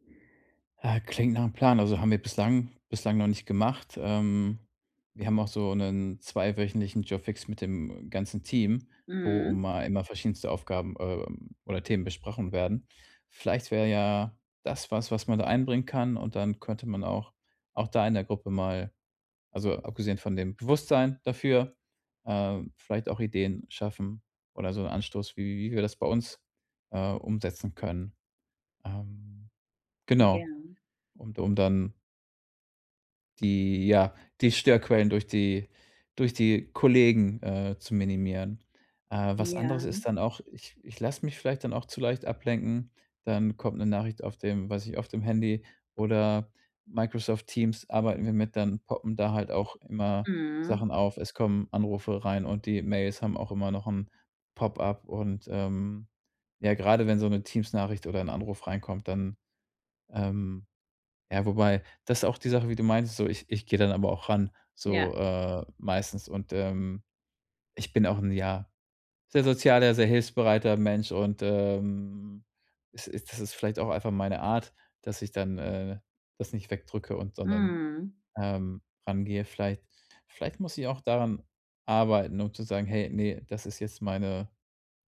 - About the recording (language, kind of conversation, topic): German, advice, Wie setze ich klare Grenzen, damit ich regelmäßige, ungestörte Arbeitszeiten einhalten kann?
- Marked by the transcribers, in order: none